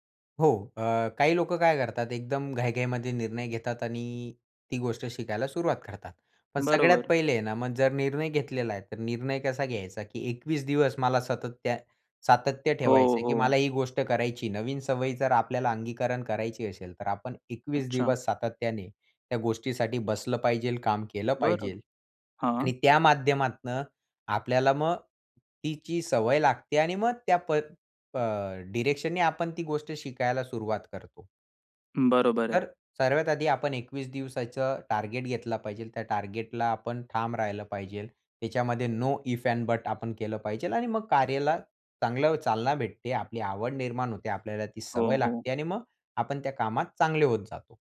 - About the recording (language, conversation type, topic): Marathi, podcast, स्वतःहून काहीतरी शिकायला सुरुवात कशी करावी?
- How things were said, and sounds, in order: tapping; in English: "नो इफ एंड बट"